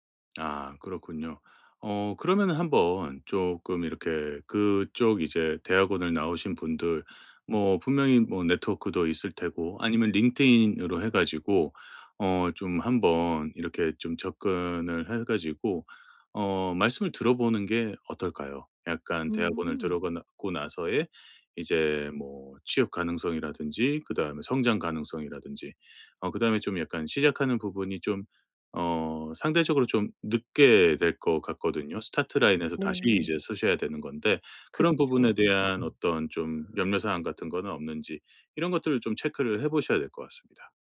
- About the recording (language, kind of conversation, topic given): Korean, advice, 내 목표를 이루는 데 어떤 장애물이 생길 수 있나요?
- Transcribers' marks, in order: tapping; "들어가고" said as "들어가나고"; in English: "start line에서"